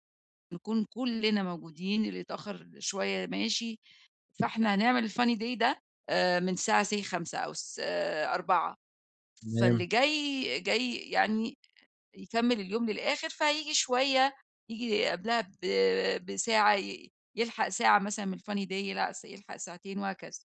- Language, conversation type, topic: Arabic, advice, إزاي نتعامل مع خلافات المجموعة وإحنا بنخطط لحفلة؟
- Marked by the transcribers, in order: in English: "الfunny day"; in English: "say"; in English: "الfunny day"